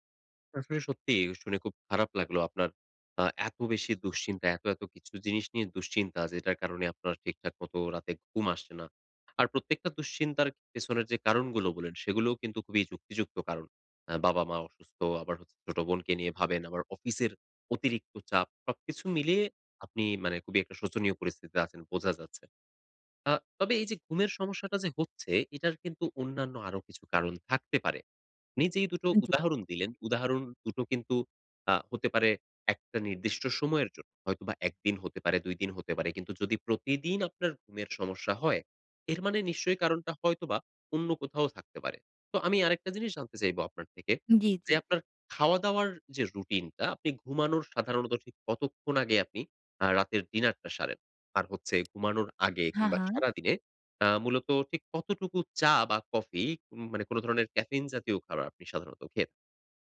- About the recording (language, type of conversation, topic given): Bengali, advice, আমি কীভাবে একটি স্থির রাতের রুটিন গড়ে তুলে নিয়মিত ঘুমাতে পারি?
- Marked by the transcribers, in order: "খাবার" said as "খারাব"